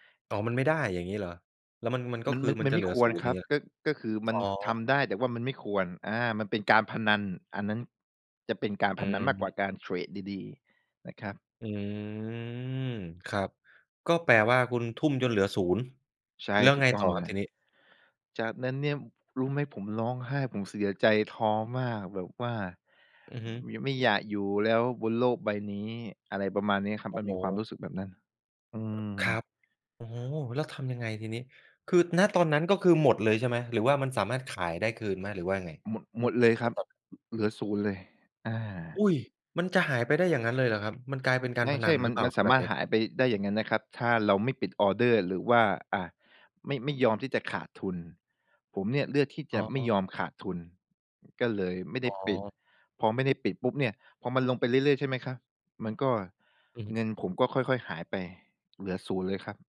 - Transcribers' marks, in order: drawn out: "อืม"
- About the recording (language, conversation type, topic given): Thai, podcast, ทำยังไงถึงจะหาแรงจูงใจได้เมื่อรู้สึกท้อ?
- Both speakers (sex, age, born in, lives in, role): male, 25-29, Thailand, Thailand, guest; male, 35-39, Thailand, Thailand, host